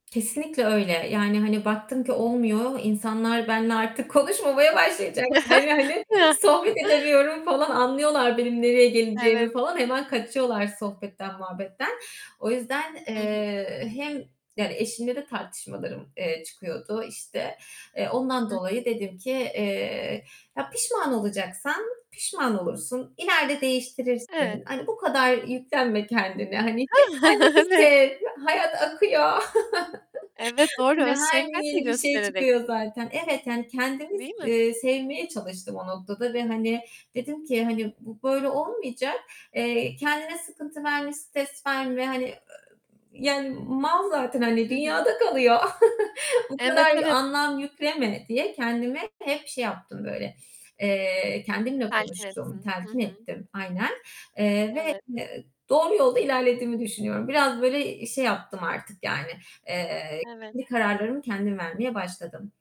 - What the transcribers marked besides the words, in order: laughing while speaking: "konuşmamaya başlayacaklar yani"; chuckle; mechanical hum; other background noise; distorted speech; unintelligible speech; chuckle; chuckle; unintelligible speech; unintelligible speech; chuckle
- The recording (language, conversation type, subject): Turkish, podcast, Çevrendeki insanlar kararlarını nasıl etkiler?